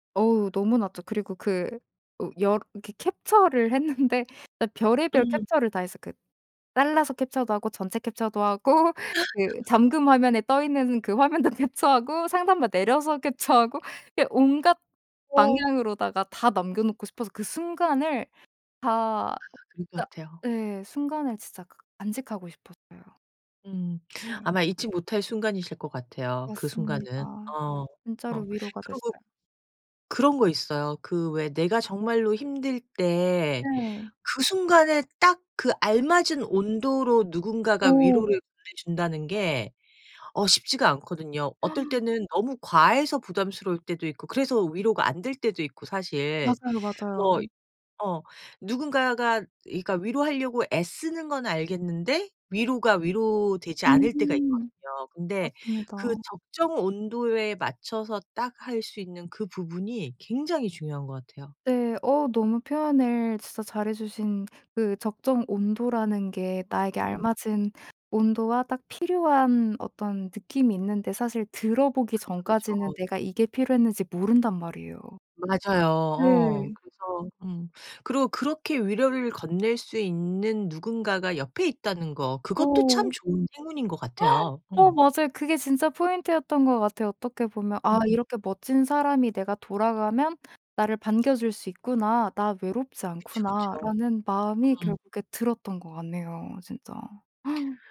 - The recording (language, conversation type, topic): Korean, podcast, 힘들 때 가장 위로가 됐던 말은 무엇이었나요?
- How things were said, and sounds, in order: laughing while speaking: "했는데"; other background noise; laugh; laughing while speaking: "하고"; laughing while speaking: "화면도 캡처하고"; laughing while speaking: "캡처하고"; gasp; gasp; gasp